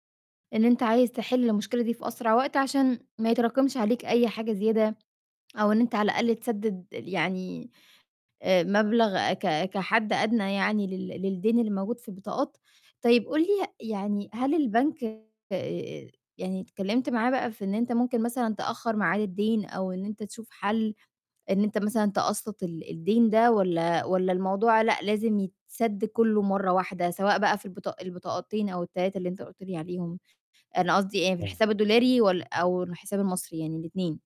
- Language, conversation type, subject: Arabic, advice, إزاي أقدر أسيطر على ديون بطاقات الائتمان اللي متراكمة عليّا؟
- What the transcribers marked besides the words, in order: distorted speech